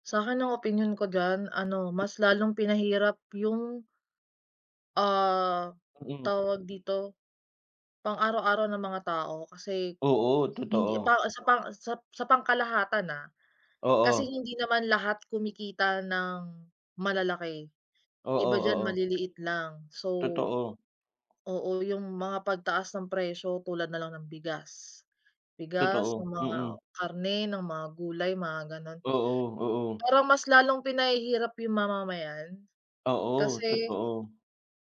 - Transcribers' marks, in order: tapping; background speech; other background noise
- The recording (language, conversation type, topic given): Filipino, unstructured, Ano ang opinyon mo tungkol sa pagtaas ng presyo ng mga bilihin?